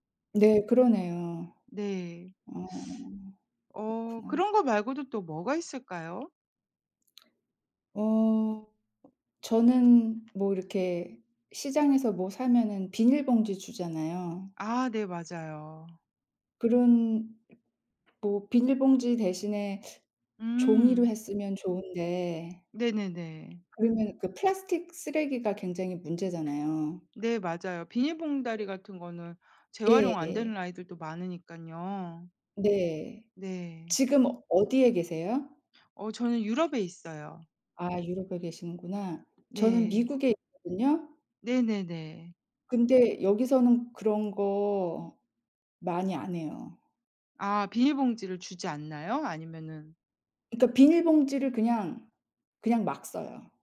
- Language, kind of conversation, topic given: Korean, unstructured, 쓰레기를 줄이기 위해 개인이 할 수 있는 일에는 무엇이 있을까요?
- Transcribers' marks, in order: tapping; other background noise